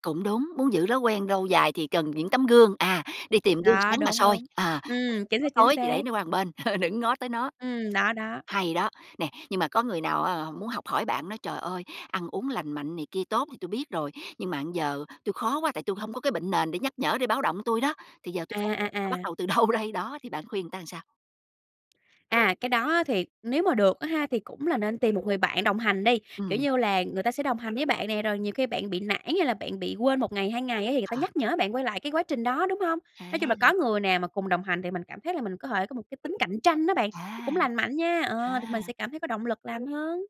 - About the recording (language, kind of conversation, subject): Vietnamese, podcast, Bạn giữ thói quen ăn uống lành mạnh bằng cách nào?
- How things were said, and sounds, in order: other background noise; unintelligible speech; laugh; tapping; laughing while speaking: "đâu đây?"; dog barking